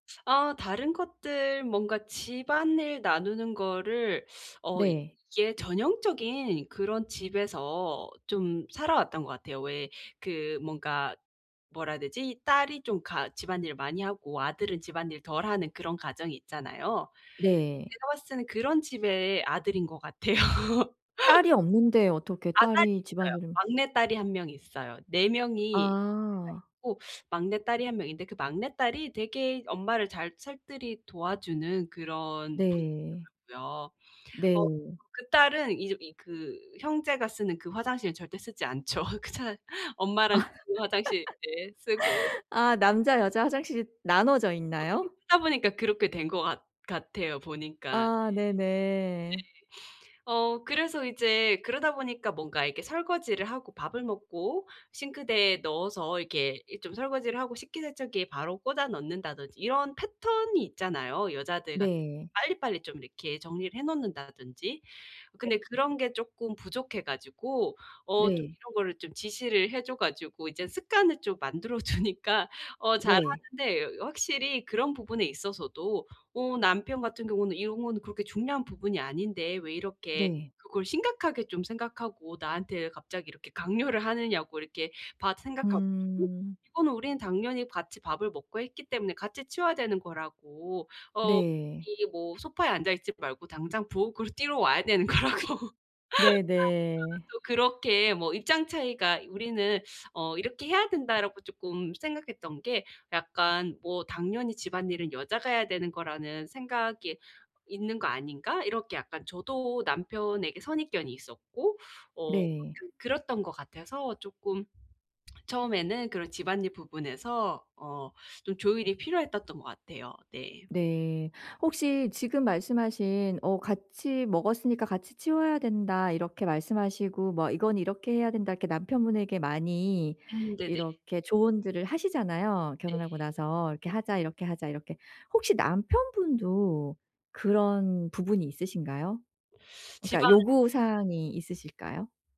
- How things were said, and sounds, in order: teeth sucking; teeth sucking; laughing while speaking: "같아요"; laugh; laughing while speaking: "않죠"; laugh; other background noise; sniff; laughing while speaking: "주니까"; unintelligible speech; laughing while speaking: "되는 거라고"; laugh; tapping; teeth sucking; unintelligible speech; teeth sucking
- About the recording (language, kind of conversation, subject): Korean, advice, 다툴 때 서로의 감정을 어떻게 이해할 수 있을까요?